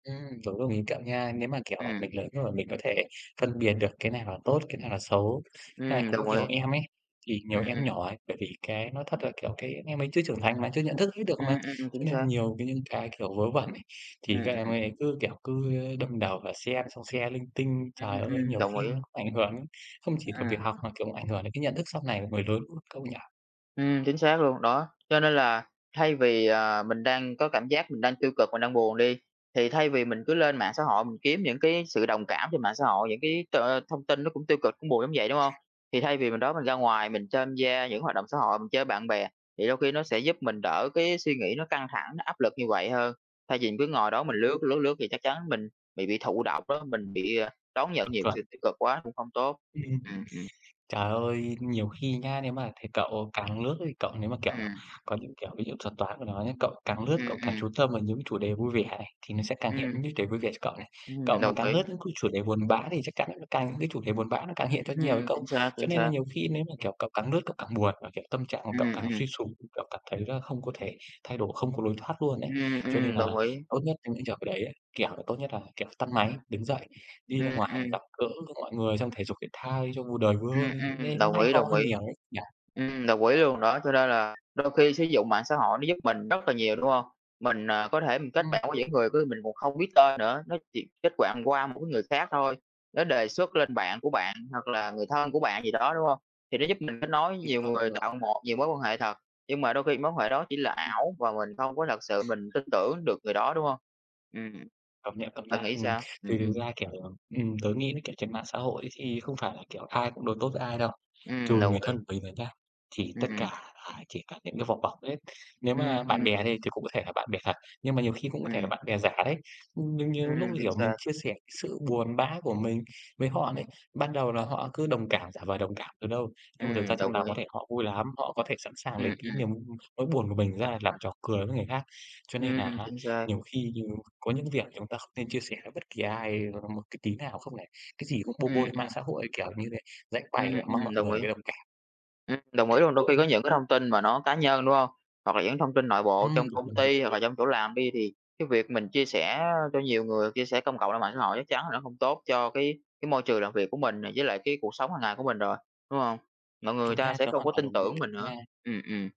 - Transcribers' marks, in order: tapping; in English: "share"; other background noise; unintelligible speech; throat clearing
- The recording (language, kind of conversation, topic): Vietnamese, unstructured, Mạng xã hội ảnh hưởng đến cách bạn giao tiếp như thế nào?